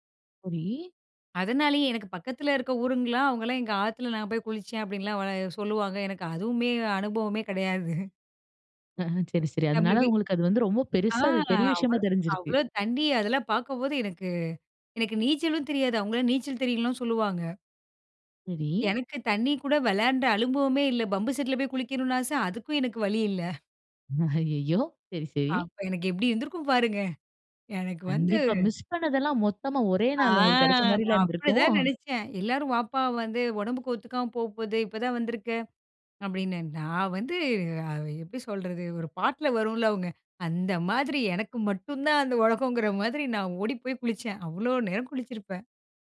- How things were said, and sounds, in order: laughing while speaking: "அதுவுமே அனுபவமே கெடையாது"; unintelligible speech; "அனுபவமே" said as "அலுபவமே"; chuckle; drawn out: "ஆ"; laughing while speaking: "இருந்திருக்கும்"
- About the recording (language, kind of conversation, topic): Tamil, podcast, நீர்வீழ்ச்சியை நேரில் பார்த்தபின் உங்களுக்கு என்ன உணர்வு ஏற்பட்டது?